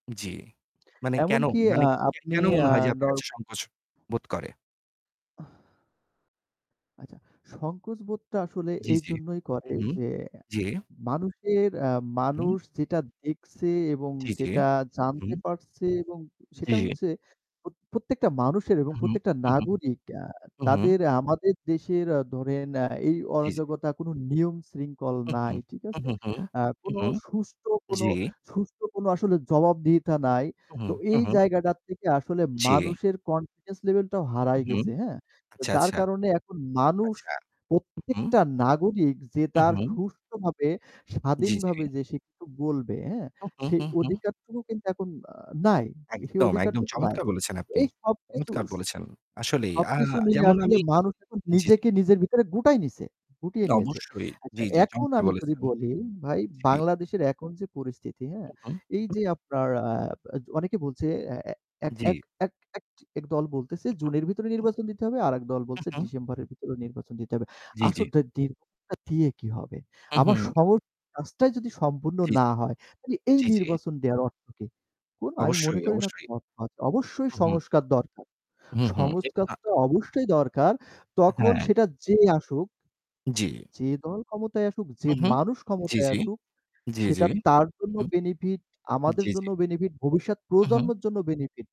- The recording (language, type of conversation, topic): Bengali, unstructured, আপনার মতে জনগণের ভোট দেওয়ার গুরুত্ব কী?
- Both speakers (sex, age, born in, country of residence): male, 30-34, Bangladesh, Bangladesh; male, 30-34, Bangladesh, Germany
- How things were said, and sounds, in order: static; other background noise; other noise; distorted speech; "জায়গাটার" said as "জায়গাডার"; unintelligible speech